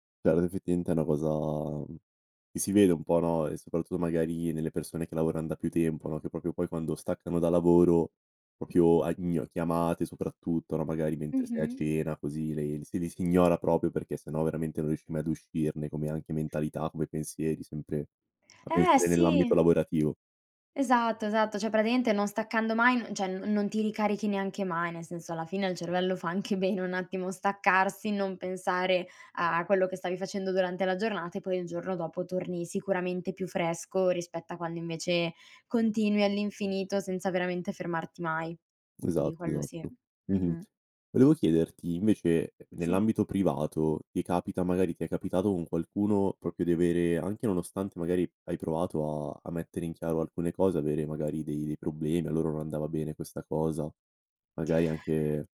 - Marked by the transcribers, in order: "Cioè" said as "ceh"; unintelligible speech; "proprio" said as "propio"; "proprio" said as "propio"; "cioè" said as "ceh"; "praticamente" said as "pratiamente"; "cioè" said as "ceh"; laughing while speaking: "bene"; "proprio" said as "propio"
- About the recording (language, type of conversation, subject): Italian, podcast, Come stabilisci i confini per proteggere il tuo tempo?